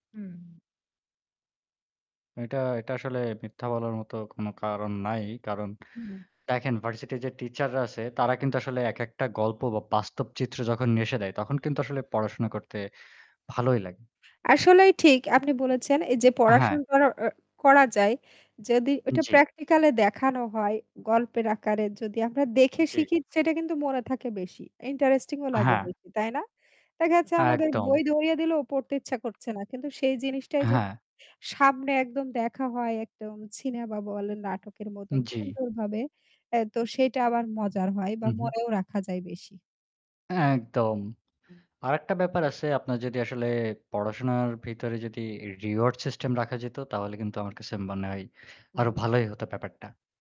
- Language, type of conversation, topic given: Bengali, unstructured, আপনি কীভাবে পড়াশোনাকে আরও মজাদার করে তুলতে পারেন?
- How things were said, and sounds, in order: static; "নিয়ে" said as "নেসে"; horn; tapping